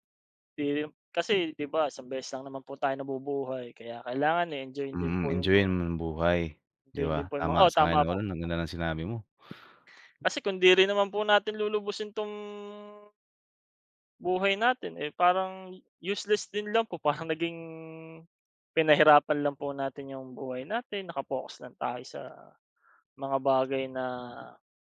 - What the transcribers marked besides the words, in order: other background noise
- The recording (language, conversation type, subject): Filipino, unstructured, Ano ang nararamdaman mo kapag hindi mo magawa ang paborito mong libangan?